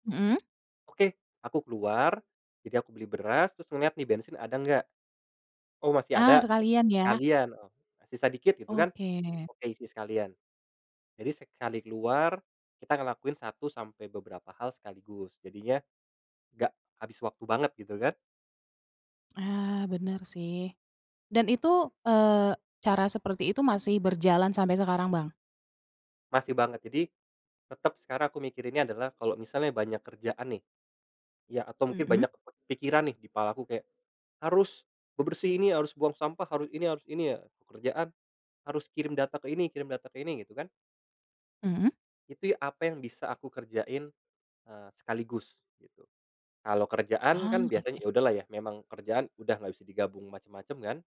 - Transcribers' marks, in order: tapping; other background noise
- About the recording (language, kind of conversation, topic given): Indonesian, podcast, Bagaimana caramu tetap tidur nyenyak saat pikiran terasa ramai?
- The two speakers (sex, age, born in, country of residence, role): female, 30-34, Indonesia, Indonesia, host; male, 30-34, Indonesia, Indonesia, guest